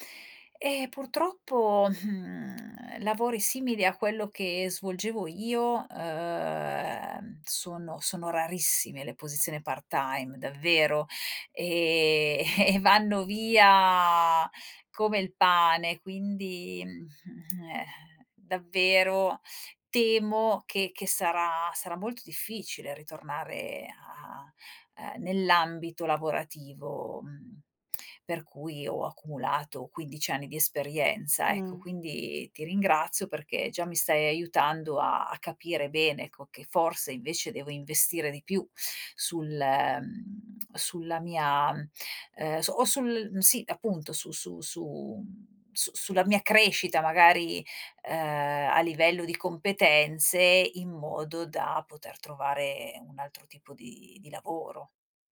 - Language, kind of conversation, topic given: Italian, advice, Dovrei tornare a studiare o specializzarmi dopo anni di lavoro?
- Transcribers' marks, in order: chuckle